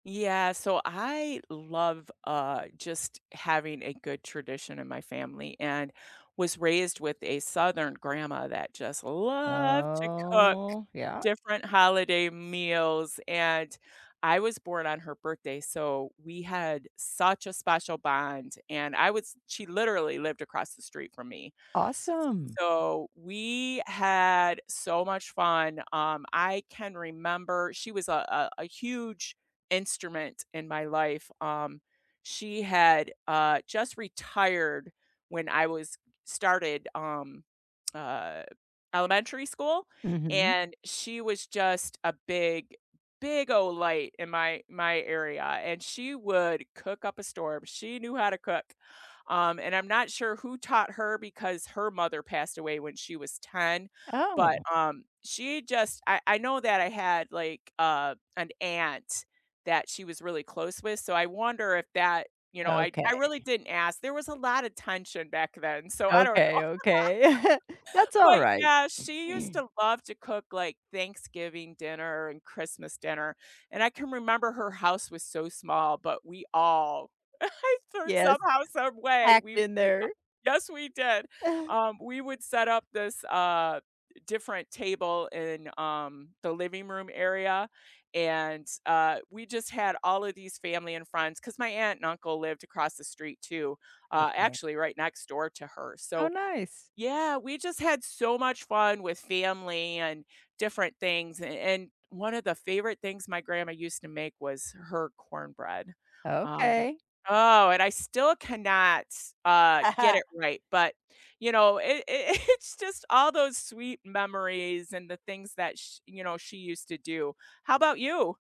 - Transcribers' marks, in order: drawn out: "loved"; drawn out: "Oh"; laugh; chuckle; throat clearing; laughing while speaking: "I"; chuckle; tapping; laughing while speaking: "it's"
- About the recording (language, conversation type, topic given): English, unstructured, How do foods from your faith or family traditions bring you closer to others?
- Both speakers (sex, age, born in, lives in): female, 55-59, United States, United States; female, 55-59, United States, United States